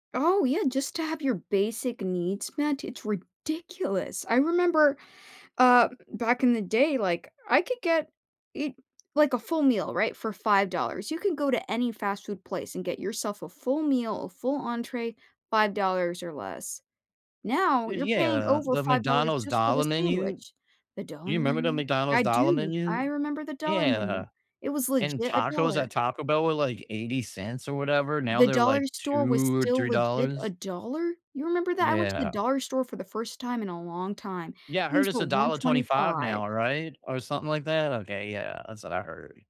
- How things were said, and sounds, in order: other background noise; stressed: "ridiculous"; drawn out: "Y yeah"; drawn out: "two"; background speech
- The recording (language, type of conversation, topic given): English, unstructured, What can I do when stress feels overwhelming?